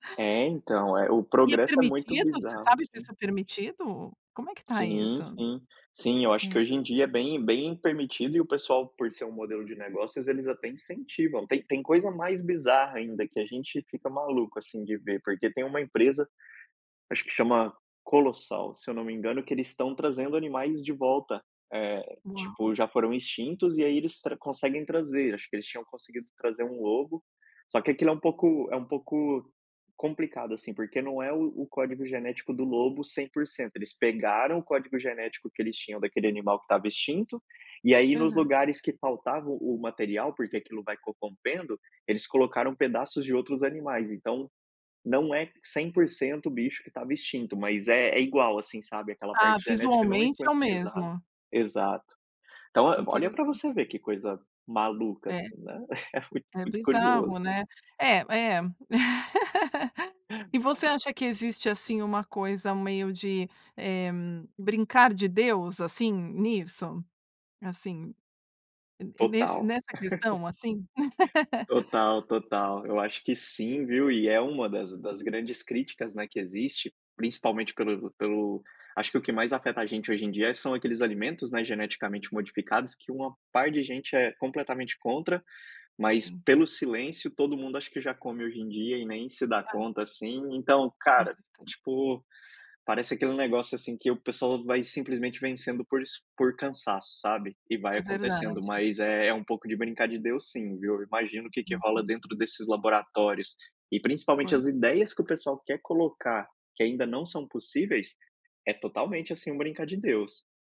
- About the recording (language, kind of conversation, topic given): Portuguese, podcast, Qual é o seu sonho relacionado a esse hobby?
- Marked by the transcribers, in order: laugh; tapping; laugh